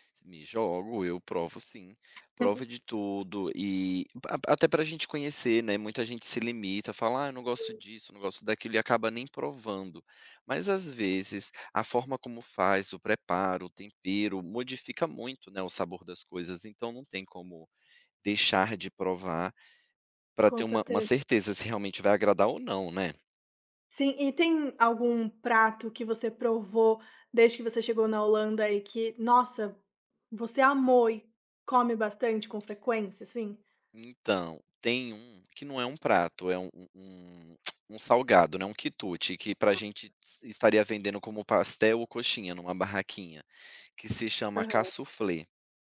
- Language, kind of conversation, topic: Portuguese, podcast, Qual comida você associa ao amor ou ao carinho?
- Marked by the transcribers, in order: tapping; giggle; other background noise; tongue click